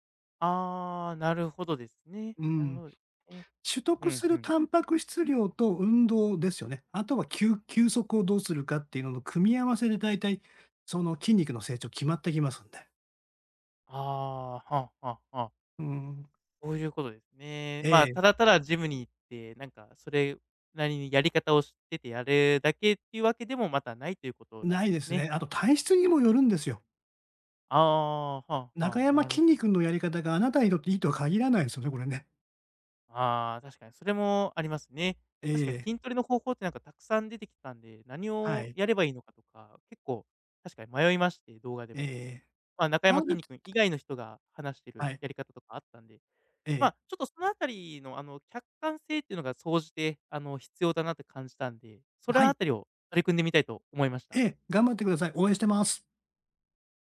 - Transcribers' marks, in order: unintelligible speech
- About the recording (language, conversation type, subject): Japanese, advice, トレーニングの効果が出ず停滞して落ち込んでいるとき、どうすればよいですか？